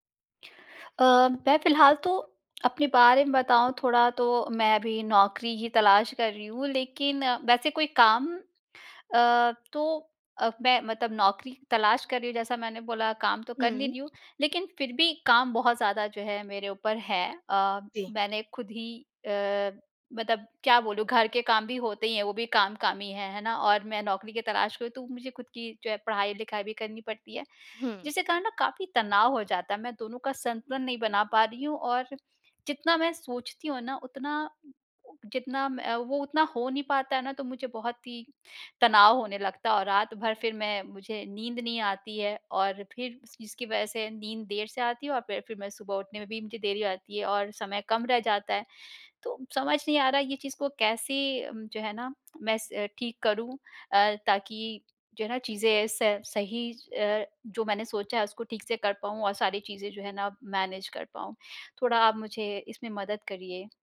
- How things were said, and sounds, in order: in English: "मैनेज"
- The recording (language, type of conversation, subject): Hindi, advice, काम के तनाव के कारण मुझे रातभर चिंता रहती है और नींद नहीं आती, क्या करूँ?